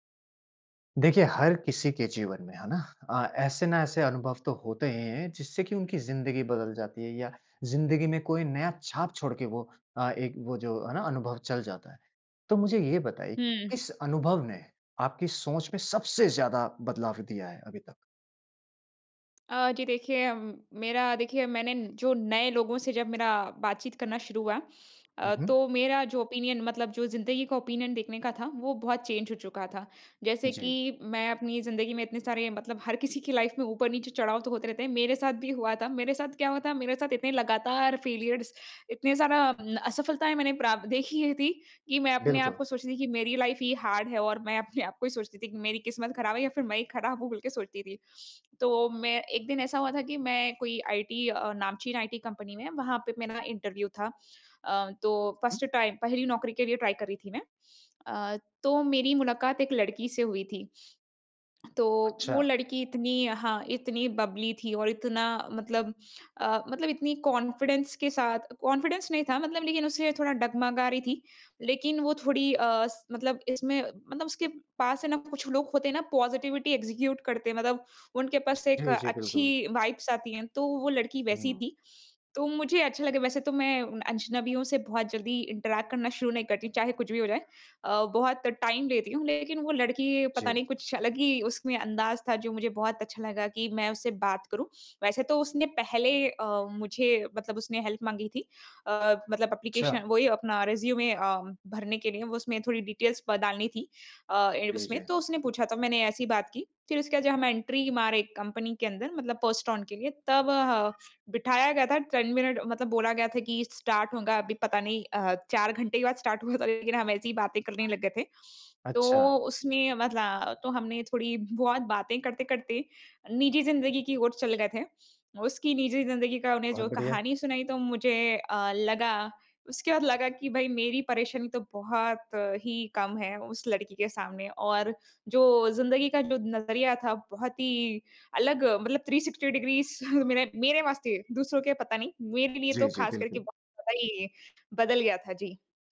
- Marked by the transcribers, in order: tapping; other background noise; in English: "ओपिनियन"; in English: "ओपिनियन"; in English: "चेंज"; in English: "लाइफ"; in English: "फेलियर्स"; in English: "लाइफ"; in English: "हार्ड"; in English: "इंटरव्यू"; in English: "फर्स्ट टाइम"; in English: "ट्राई"; in English: "बबली"; in English: "कॉन्फिडेंस"; in English: "कॉन्फिडेंस"; in English: "पॉजिटिविटी एक्जीक्यूट"; in English: "वाइब्स"; in English: "इंटरैक्ट"; in English: "टाइम"; in English: "हेल्प"; in English: "एप्लीकेशन"; in English: "रिज्यूमे"; in English: "डिटेल्स"; in English: "एंट्री"; in English: "पोस्ट ऑन"; in English: "टेन"; in English: "स्टार्ट"; in English: "स्टार्ट"; in English: "थ्री सिक्सटी"
- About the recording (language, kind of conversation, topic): Hindi, podcast, किस अनुभव ने आपकी सोच सबसे ज़्यादा बदली?